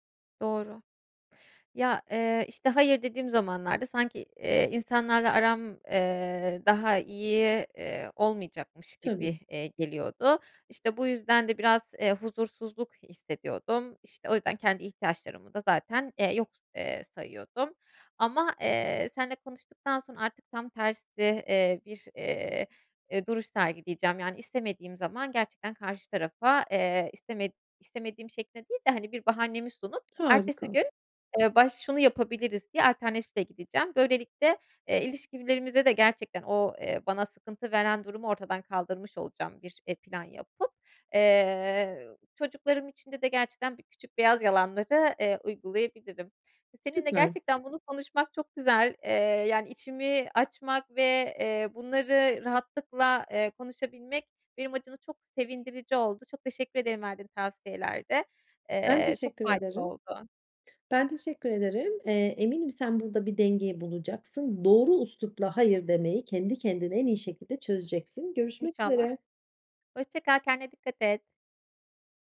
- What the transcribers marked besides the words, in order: tapping
- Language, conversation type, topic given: Turkish, advice, Başkalarının taleplerine sürekli evet dediğim için sınır koymakta neden zorlanıyorum?